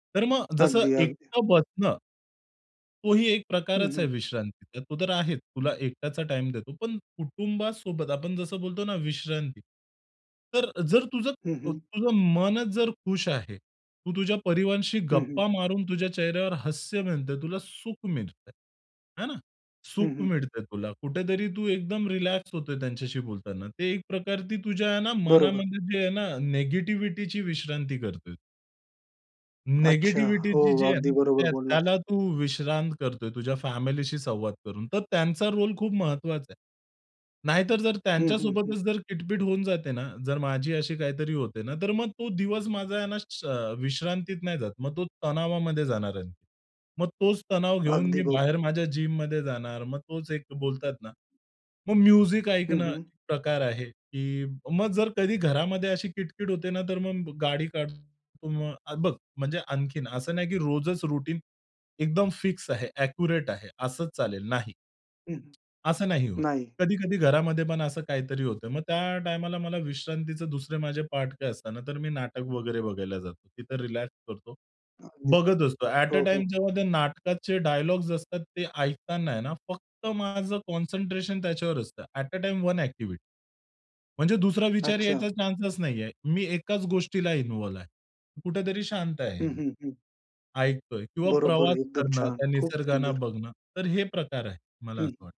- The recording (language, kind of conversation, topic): Marathi, podcast, तुम्ही दिवसाच्या शेवटी कशी विश्रांती घेता?
- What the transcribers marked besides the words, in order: tapping; "प्रकारची" said as "प्रकारती"; in English: "निगेटिव्हिटीची"; in English: "निगेटिव्हिटीची"; other background noise; in English: "म्युझिक"; in English: "फिक्स"; in English: "एक्युरेट"; in English: "ऍट अ, टाईम"; in English: "कॉन्सन्ट्रेशन"; in English: "ऍट अ, टाईम वन एक्टिव्हिटी"; in English: "इन्व्हॉल्व्ह"